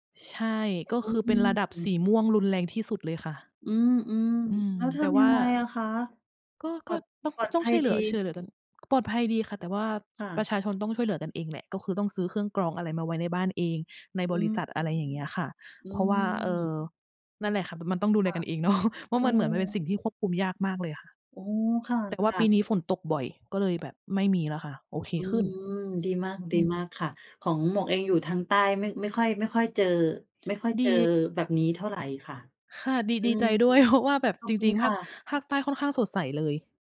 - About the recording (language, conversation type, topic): Thai, unstructured, อะไรคือสิ่งที่ทำให้คุณรู้สึกขอบคุณในชีวิต?
- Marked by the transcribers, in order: tapping; laughing while speaking: "เนาะ"